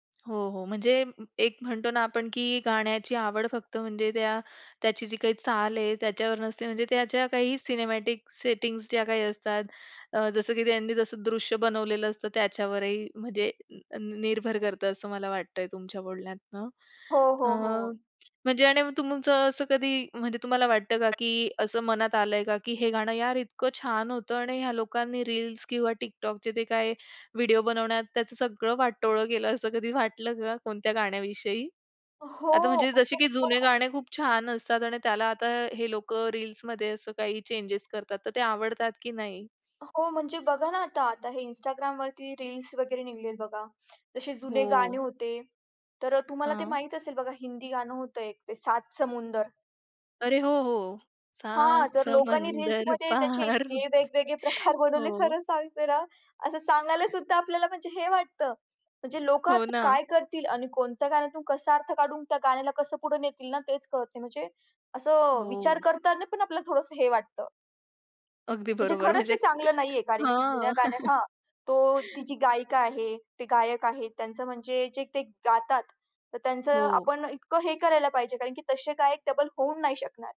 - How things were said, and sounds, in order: tapping; in English: "सिनेमॅटिक"; other background noise; laughing while speaking: "सात समंदर पार"; singing: "सात समंदर पार"; laughing while speaking: "प्रकार"; chuckle; chuckle
- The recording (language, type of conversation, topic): Marathi, podcast, चित्रपटातील गाणी तुमच्या संगीताच्या आवडीवर परिणाम करतात का?